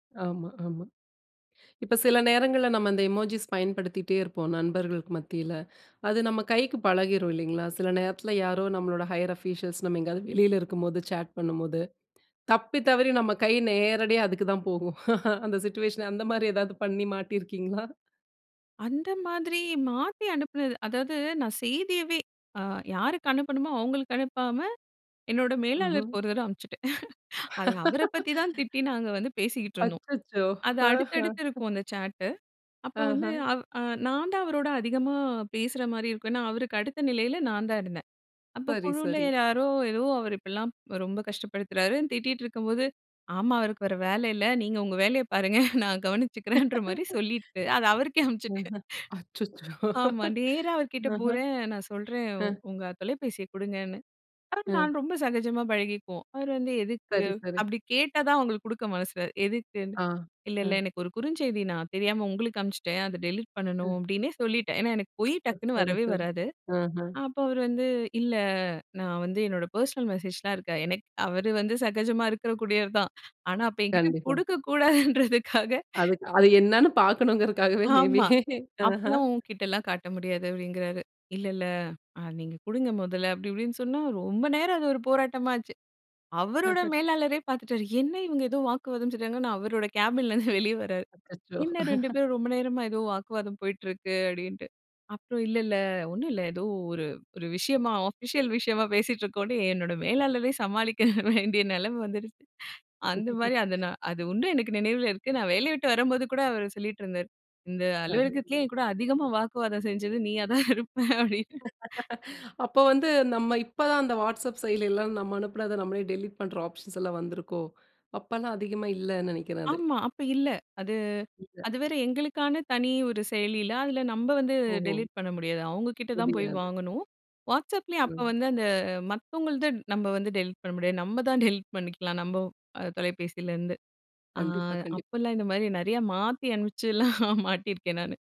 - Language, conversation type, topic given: Tamil, podcast, எமோஜிகளை எப்படிப் பயன்படுத்த வேண்டும்?
- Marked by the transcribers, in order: in English: "ஹையர் ஆஃபிஷியல்ஸ்"; laugh; in English: "சிட்யூயேஷன்"; laughing while speaking: "மாட்டிருக்கீங்களா?"; laugh; laughing while speaking: "உங்க வேலைய பாருங்க நான் கவனிச்சுக்கிறேன்ற மாதிரி"; laugh; laughing while speaking: "அத அவருக்கே அனுப்பிச்சுட்டேன்"; laugh; in English: "டெலிட்"; in English: "பெர்சனல் மெசேஜ்"; laughing while speaking: "குடுக்க கூடாதுன்றதுக்காக"; laughing while speaking: "பார்க்கணும்ங்கறதுக்காகவே மேபி ஆஹ"; laugh; "செய்றாங்க" said as "சொல்லிட்டாங்க"; in English: "கேபின்"; laugh; laughing while speaking: "மேலாளரே சமாளிக்க வேண்டிய நிலைமை வந்துருச்சு"; laugh; laughing while speaking: "நீயா தான் இருப்பேன். அப்பிடின்னு"; laugh; in English: "ஆப்ஷன்ஸ்"; in English: "டெலீட்"; laughing while speaking: "அனுப்பிச்சுலாம் மாட்டியிருக்கேன். நானு"